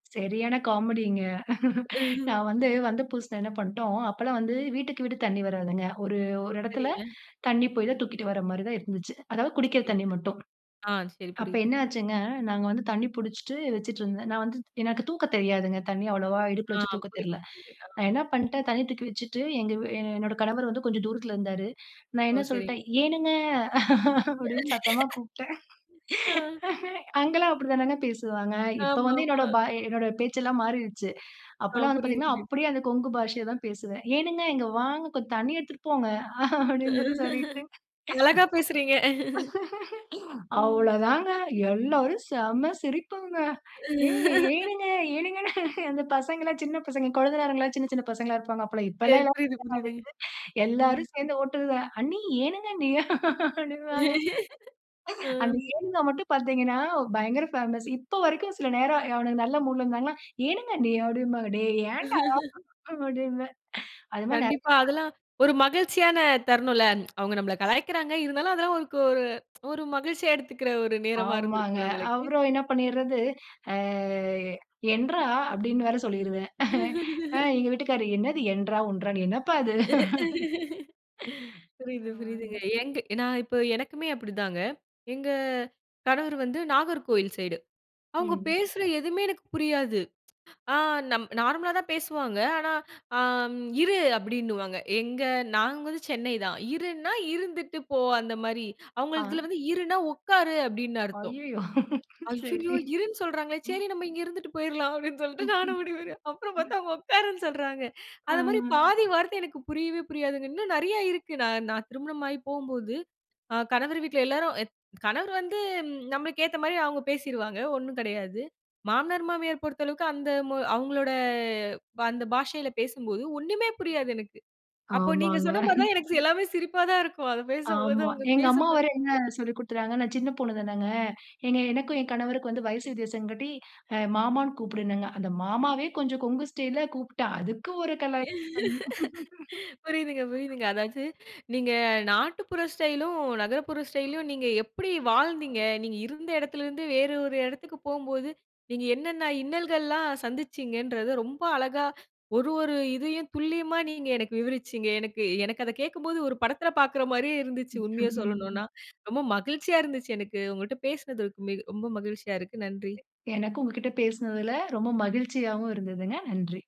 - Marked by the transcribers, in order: laugh; unintelligible speech; other noise; laugh; laughing while speaking: "அப்பிடினு சத்தமா கூப்பிட்டேன். அங்கெல்லாம் அப்பிடி தானங்க பேசுவாங்க"; laughing while speaking: "ஆமாமா"; laughing while speaking: "அழகா பேசுறீங்க"; put-on voice: "ஏனுங்க இங்க வாங்க கொஞ்சம் தண்ணீ எடுத்துட்டு போங்க"; laughing while speaking: "அப்பிடினு சொல்லி சொல்லிட்டு. அவ்ளோ தாங்க"; chuckle; laughing while speaking: "ஏ, ஏனுங்க, ஏனுங்கனு அந்த பசங்க … சின்ன பசங்களா இருப்பாங்க"; unintelligible speech; laughing while speaking: "அண்ணி, ஏனுங்க அண்ணி அப்பிடிம்பாங்க. அந்த ஏனுங்க மட்டும் பார்த்தீங்கனா பயங்கர பேமஸ்"; laugh; laughing while speaking: "அப்பிடிம்பாங்க, டேய் ஏன்டா? அப்பிடின்னு"; chuckle; drawn out: "ஆ"; chuckle; laugh; laughing while speaking: "என்னப்பா இது"; laugh; laughing while speaking: "அய்யயோ! சரி. ம்"; laughing while speaking: "நானும் அப்புறம் பார்த்தா அவுங்க உட்காருனு சொல்றாங்க"; unintelligible speech; inhale; drawn out: "அவுங்களோட"; chuckle; unintelligible speech; laugh; laugh; other background noise; unintelligible speech
- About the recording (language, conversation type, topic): Tamil, podcast, நாட்டுப்புற வாழ்க்கைமுறையும் நகர வாழ்க்கைமுறையும் உங்களுக்கு எந்த விதங்களில் வேறுபடுகின்றன?